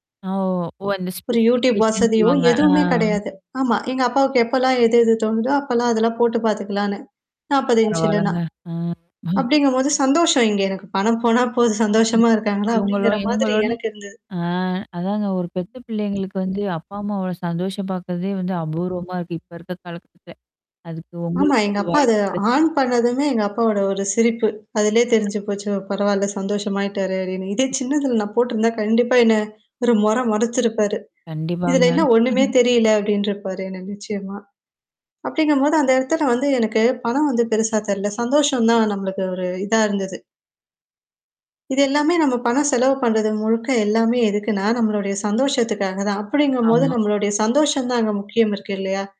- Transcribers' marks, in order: distorted speech; in English: "ஸ்பெசிஃபிகேஷன்னு"; chuckle; other noise; other background noise; tapping; static; chuckle
- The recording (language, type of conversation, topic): Tamil, podcast, பணம் மற்றும் சந்தோஷம் பற்றிய உங்கள் கருத்து என்ன?